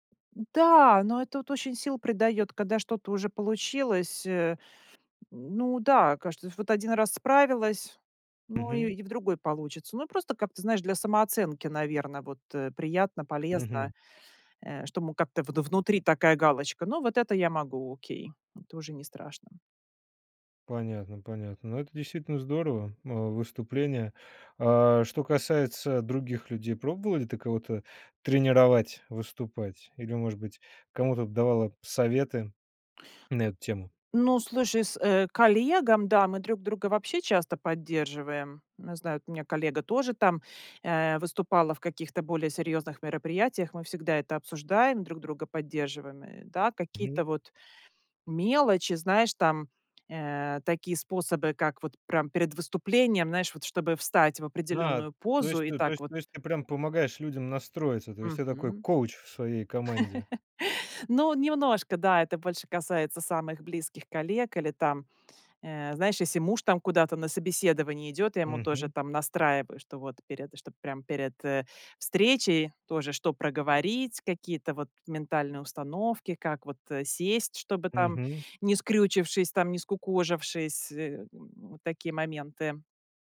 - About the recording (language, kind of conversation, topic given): Russian, podcast, Как ты работаешь со своими страхами, чтобы их преодолеть?
- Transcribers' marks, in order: tapping; giggle